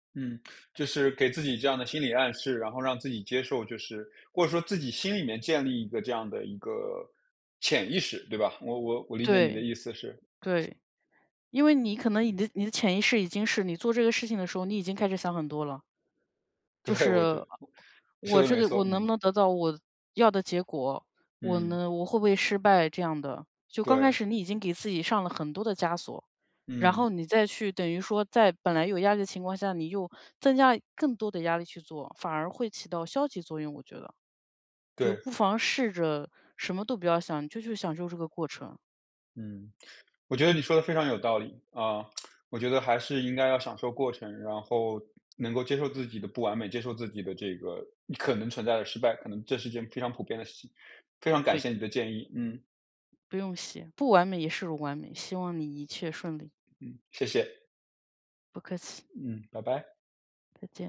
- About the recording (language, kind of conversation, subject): Chinese, advice, 我怎样放下完美主义，让作品开始顺畅推进而不再卡住？
- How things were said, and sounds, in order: other background noise; laughing while speaking: "对"; tsk